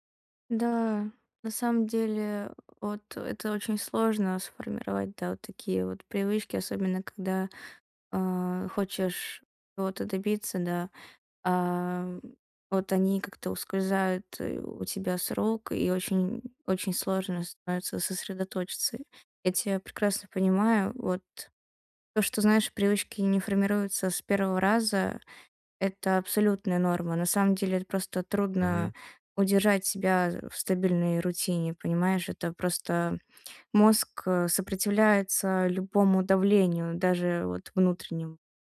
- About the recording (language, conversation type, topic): Russian, advice, Как поддерживать мотивацию и дисциплину, когда сложно сформировать устойчивую привычку надолго?
- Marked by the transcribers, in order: other background noise